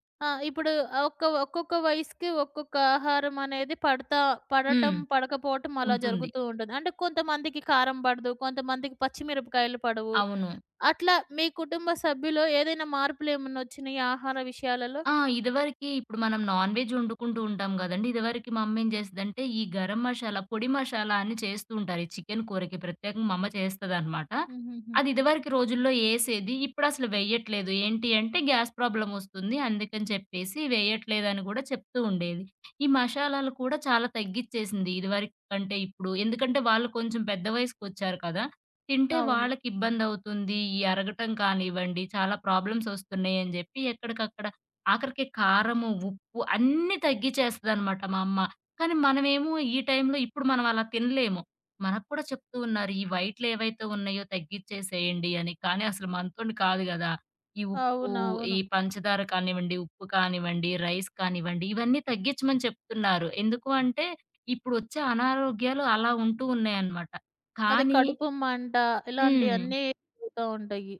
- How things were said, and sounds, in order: in English: "నాన్‌వెజ్"; in English: "గ్యాస్ ప్రాబ్లమ్"; in English: "ప్రాబ్లమ్స్"; in English: "వైట్‌లేవైతే"; tapping; in English: "రైస్"; in English: "క్యూలో"
- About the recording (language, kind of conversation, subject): Telugu, podcast, వయస్సు పెరిగేకొద్దీ మీ ఆహార రుచుల్లో ఏలాంటి మార్పులు వచ్చాయి?